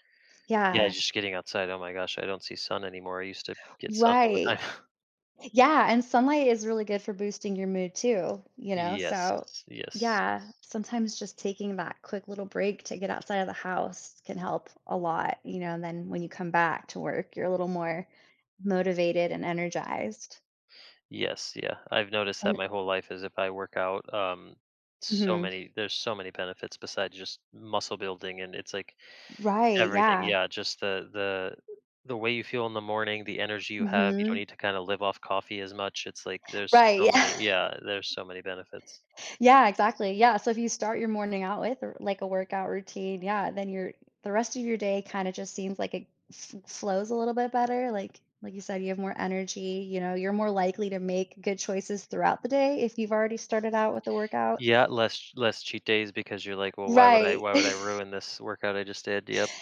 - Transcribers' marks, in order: other background noise; scoff; tapping; chuckle
- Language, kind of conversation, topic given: English, advice, How can I break my daily routine?